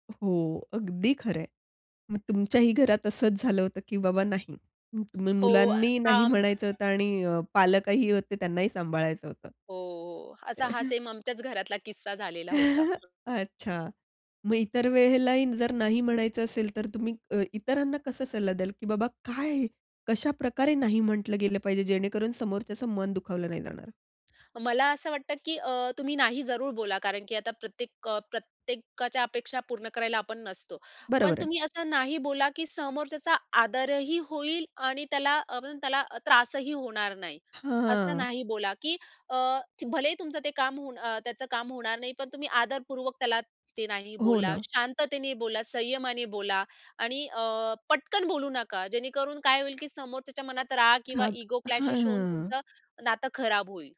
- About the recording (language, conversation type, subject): Marathi, podcast, दैनंदिन जीवनात ‘नाही’ म्हणताना तुम्ही स्वतःला कसे सांभाळता?
- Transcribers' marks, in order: tapping; chuckle; other noise; drawn out: "हां"; in English: "इगो क्लॅशेश"